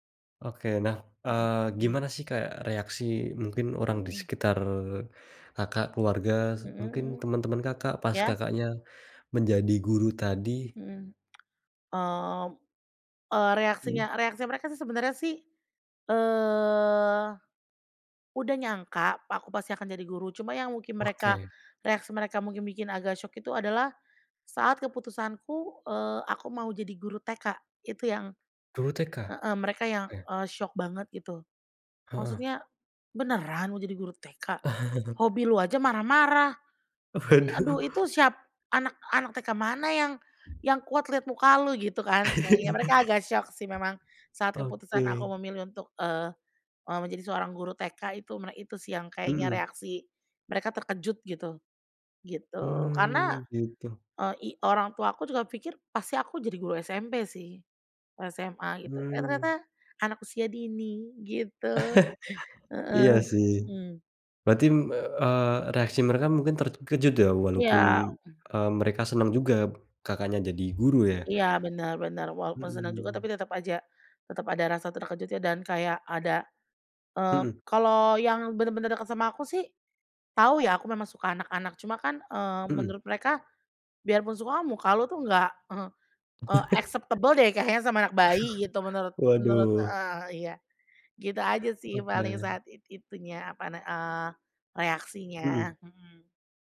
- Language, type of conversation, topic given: Indonesian, podcast, Bagaimana kamu menyeimbangkan tujuan hidup dan karier?
- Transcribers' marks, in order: tapping; chuckle; laughing while speaking: "Waduh"; other background noise; chuckle; chuckle; chuckle; in English: "acceptable"; chuckle; laughing while speaking: "kayaknya"